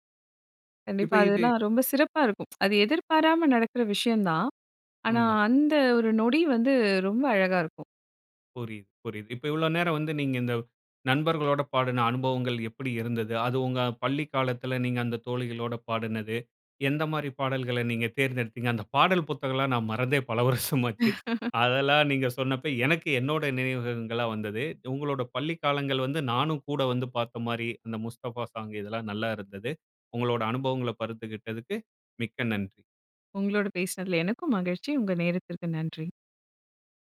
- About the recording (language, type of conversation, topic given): Tamil, podcast, நீங்களும் உங்கள் நண்பர்களும் சேர்ந்து எப்போதும் பாடும் பாடல் எது?
- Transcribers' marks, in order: other background noise; tsk; laughing while speaking: "பல வருஷம் ஆச்சு"; laugh; "நினைவுகள்லாம்" said as "நினைவகங்களா"; "பகிர்ந்துகிட்டதுக்கு" said as "பருந்துக்கிட்டதற்கு"; joyful: "உங்களோட பேசினதுல எனக்கும் மகிழ்ச்சி. உங்க நேரத்திற்கு நன்றி"